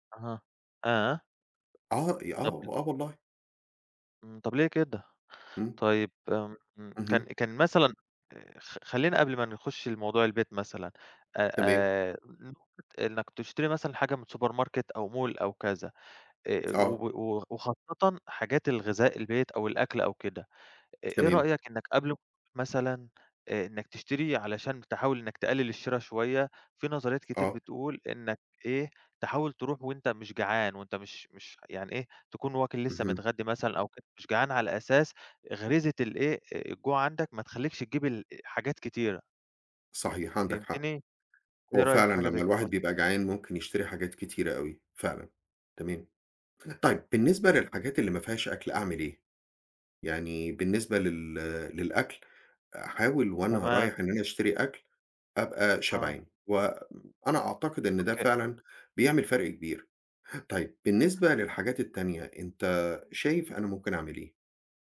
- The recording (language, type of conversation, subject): Arabic, advice, إزاي أقدر أقاوم الشراء العاطفي لما أكون متوتر أو زهقان؟
- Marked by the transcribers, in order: tapping; in English: "supermarket"; in English: "mall"; unintelligible speech; unintelligible speech